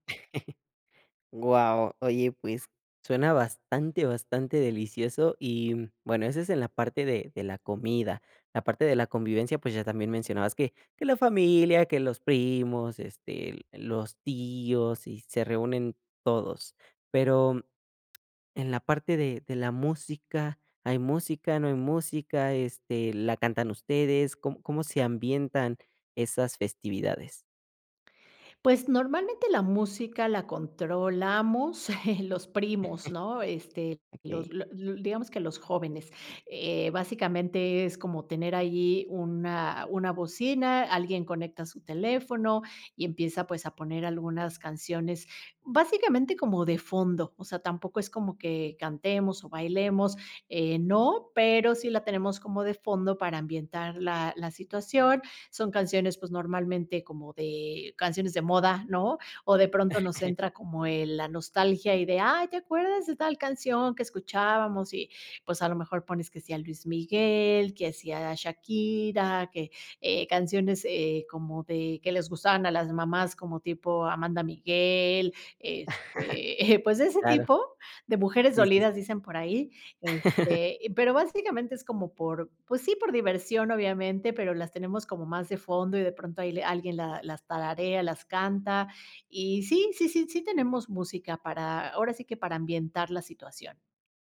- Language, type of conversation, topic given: Spanish, podcast, ¿Qué tradición familiar te hace sentir que realmente formas parte de tu familia?
- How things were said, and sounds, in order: chuckle; chuckle; chuckle; chuckle; chuckle